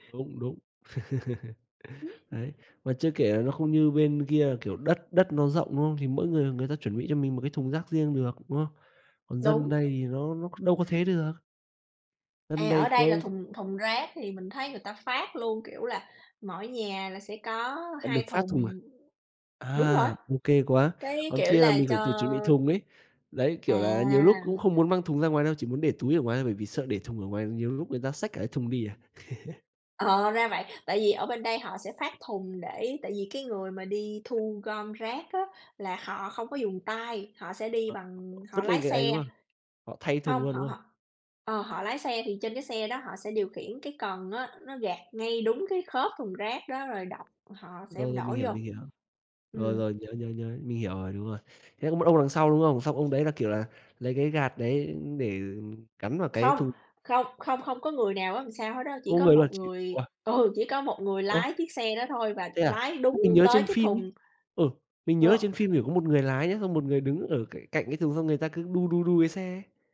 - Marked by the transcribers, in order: laugh; unintelligible speech; tapping; laugh; other background noise
- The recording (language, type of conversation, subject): Vietnamese, unstructured, Chúng ta nên làm gì để giảm rác thải nhựa hằng ngày?